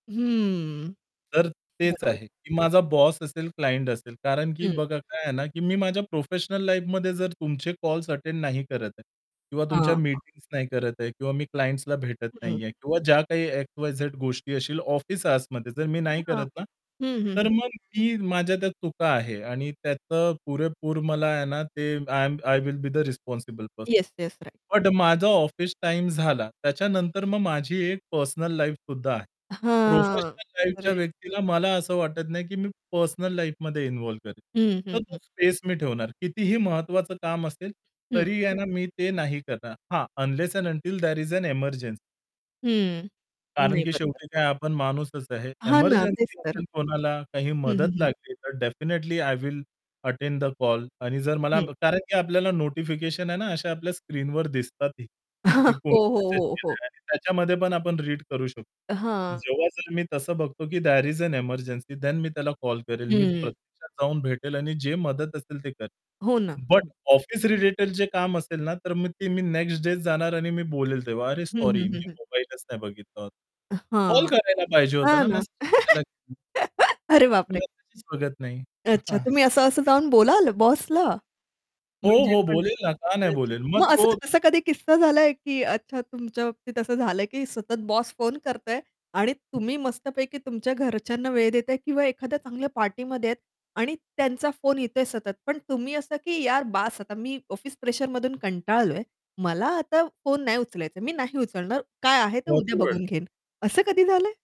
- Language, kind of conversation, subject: Marathi, podcast, तुम्ही फोन आणि सामाजिक माध्यमांचा वापर मर्यादित कसा ठेवता?
- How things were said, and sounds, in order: static; in English: "क्लायंट"; in English: "लाईफमध्ये"; distorted speech; in English: "क्लायंटसला"; in English: "आय ए एम आय विल बी द रिस्पॉन्सिबल पर्सन बट"; in English: "राइट"; in English: "लाईफसुद्धा"; drawn out: "हां"; in English: "लाईफच्या"; in English: "राईट"; in English: "लाईफमध्ये इन्व्हॉल्व्ह"; in English: "अनलेस एंड अंटिल देअर इस अन एमर्जन्सी"; tapping; in English: "डेफिनिटली आय विल अटेंड द कॉल"; chuckle; in English: "देअर इस एन एमर्जन्सी देन"; chuckle; unintelligible speech; chuckle